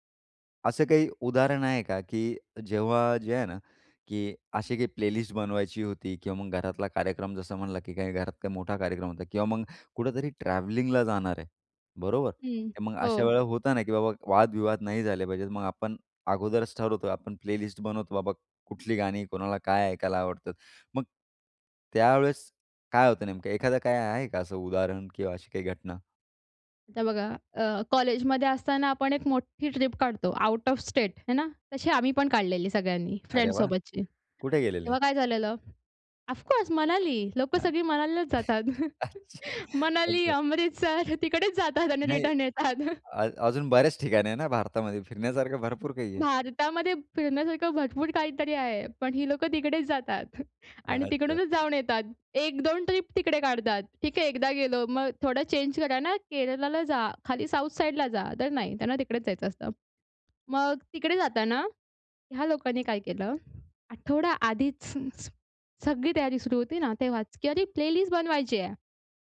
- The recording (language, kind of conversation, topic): Marathi, podcast, एकत्र प्लेलिस्ट तयार करताना मतभेद झाले तर तुम्ही काय करता?
- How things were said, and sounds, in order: in English: "प्लेलिस्ट"; in English: "प्लेलिस्ट"; in English: "आउट ऑफ स्टेट"; other noise; in English: "फ्रेंड्ससोबतची"; tapping; in English: "ऑफकोर्स"; chuckle; laughing while speaking: "मनाली, अमृतसर तिकडेच जातात आणि रिटर्न येतात"; chuckle; unintelligible speech; in English: "प्लेलिस्ट"